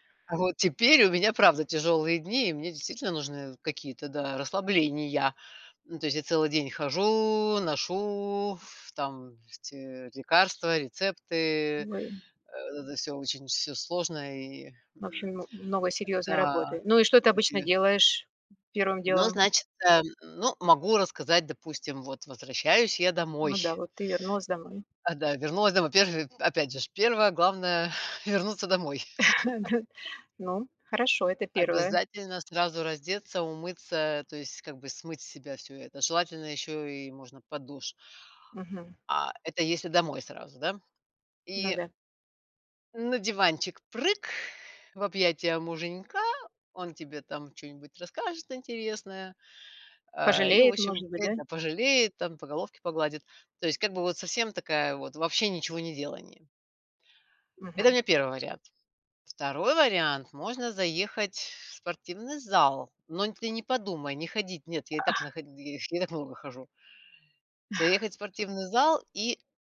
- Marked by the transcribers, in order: tapping; chuckle; other background noise
- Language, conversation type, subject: Russian, podcast, Что помогает тебе расслабиться после тяжёлого дня?